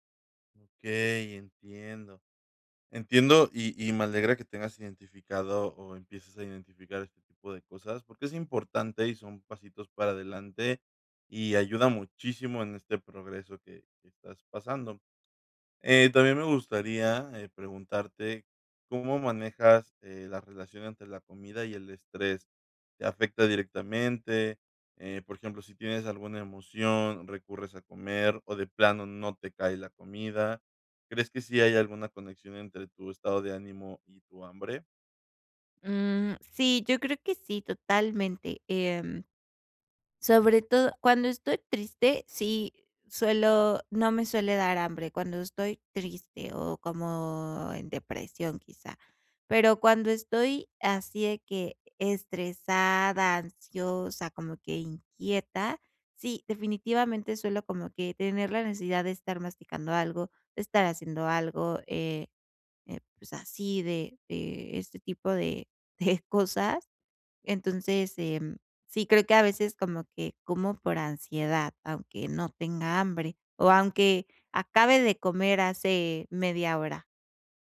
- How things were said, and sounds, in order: laughing while speaking: "de"
- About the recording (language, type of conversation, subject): Spanish, advice, ¿Cómo puedo reconocer y responder a las señales de hambre y saciedad?